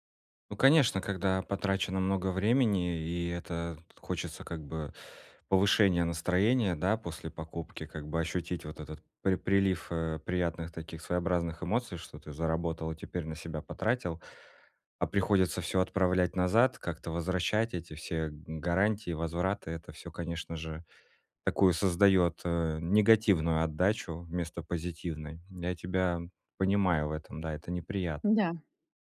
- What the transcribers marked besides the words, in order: none
- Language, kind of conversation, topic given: Russian, advice, Как выбрать правильный размер и проверить качество одежды при покупке онлайн?